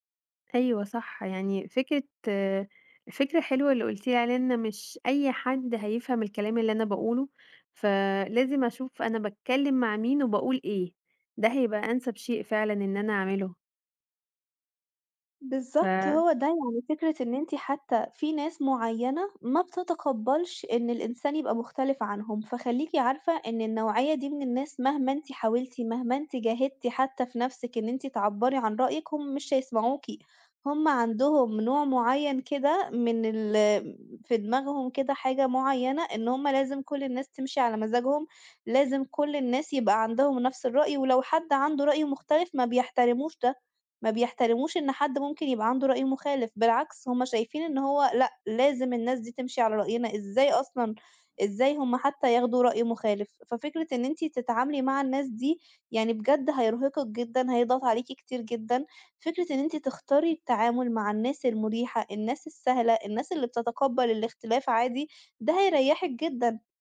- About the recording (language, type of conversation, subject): Arabic, advice, إزاي بتتعامَل مع خوفك من الرفض لما بتقول رأي مختلف؟
- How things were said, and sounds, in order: tapping